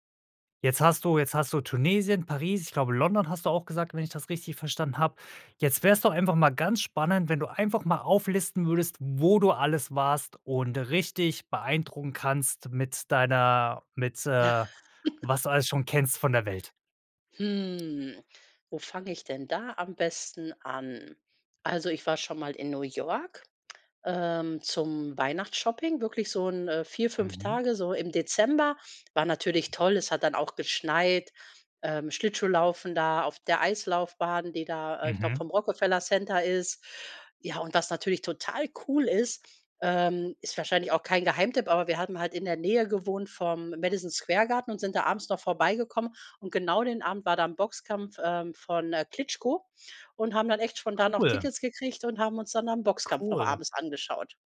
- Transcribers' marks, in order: stressed: "wo"; laugh; drawn out: "Hm"; stressed: "total cool"
- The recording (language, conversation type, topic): German, podcast, Wie findest du lokale Geheimtipps, statt nur die typischen Touristenorte abzuklappern?